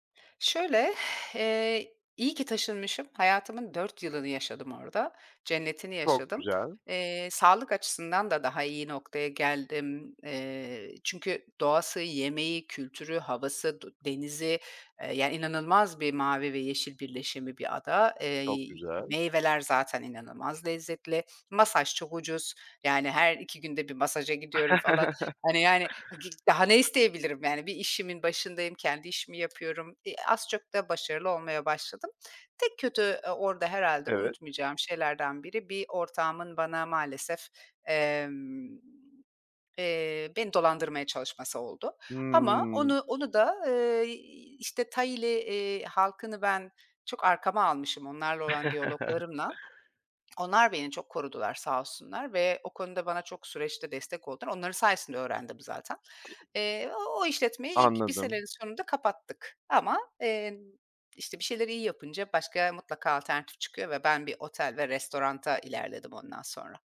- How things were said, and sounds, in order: exhale; tapping; chuckle; chuckle; "restorana" said as "restoranta"
- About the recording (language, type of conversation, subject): Turkish, podcast, Hayatını değiştiren karar hangisiydi?